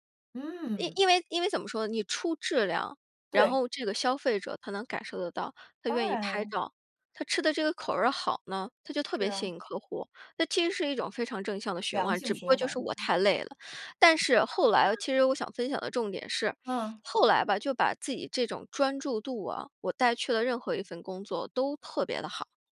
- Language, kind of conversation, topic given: Chinese, podcast, 你会为了面子选择一份工作吗？
- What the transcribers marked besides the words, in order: laugh; other background noise; laugh